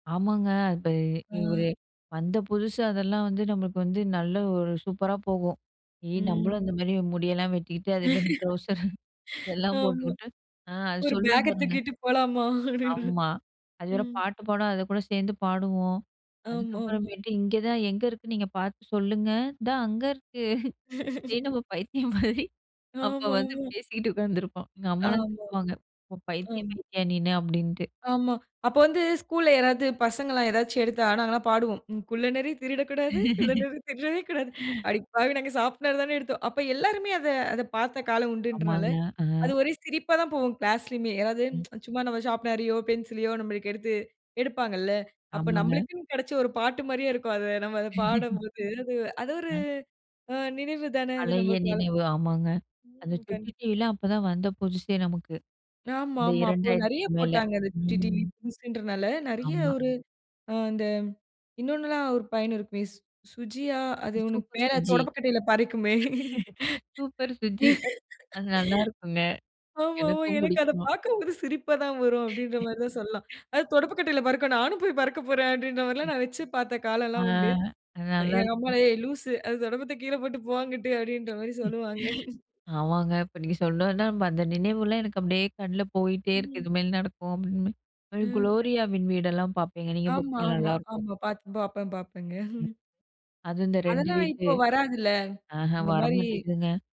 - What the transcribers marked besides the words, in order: laughing while speaking: "ஆமா. ஒரு பேக்க தூக்கிட்டு போலாமா? அப்படின்னு"; laughing while speaking: "ட்ரௌசர் எல்லாம் போட்டுக்கிட்டு அ"; chuckle; laughing while speaking: "நம்ம பைத்தியம் மாரி அப்ப வந்து பேசிகிட்டு உட்காந்துருப்போம்"; laughing while speaking: "குள்ளநரி திருடக்கூடாது, குள்ளநரி திருடவே கூடாது. அடிப்பாவி நாங்க சாப்புட தானே எடுத்தோம்"; singing: "குள்ளநரி திருடக்கூடாது, குள்ளநரி திருடவே கூடாது"; chuckle; tsk; chuckle; other background noise; laughing while speaking: "ஆமாமா. எனக்கு அத பார்க்கும்போதே சிரிப்பா … அப்படீன்ற மாரி சொல்லுவாங்க"; laughing while speaking: "சூப்பர் சுஜி அது நல்லாயிருக்குங்க, எனக்கும் பிடிக்குமா"; chuckle; other noise; unintelligible speech; unintelligible speech; chuckle
- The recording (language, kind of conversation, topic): Tamil, podcast, குழந்தைக் காலத்தில் தொலைக்காட்சியில் பார்த்த நிகழ்ச்சிகளில் உங்களுக்கு இன்றும் நினைவில் நிற்கும் ஒன்று எது?